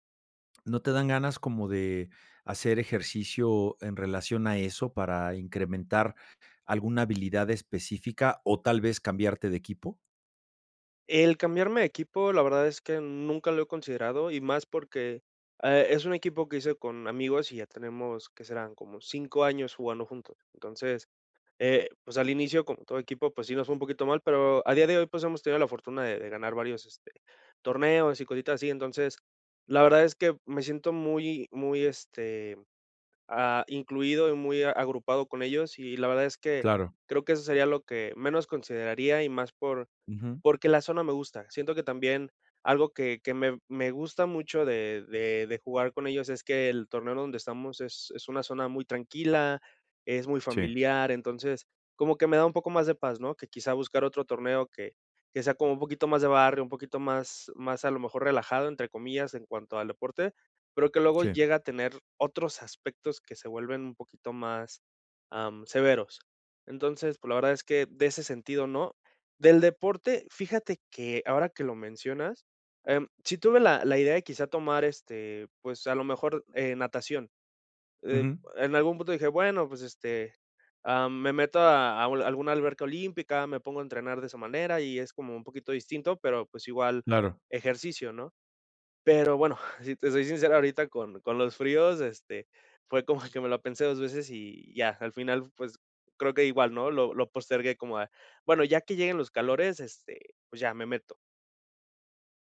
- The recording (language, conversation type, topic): Spanish, advice, ¿Cómo puedo dejar de postergar y empezar a entrenar, aunque tenga miedo a fracasar?
- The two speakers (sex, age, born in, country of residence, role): male, 30-34, Mexico, Mexico, user; male, 55-59, Mexico, Mexico, advisor
- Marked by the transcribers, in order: other background noise; tapping; chuckle; laughing while speaking: "que"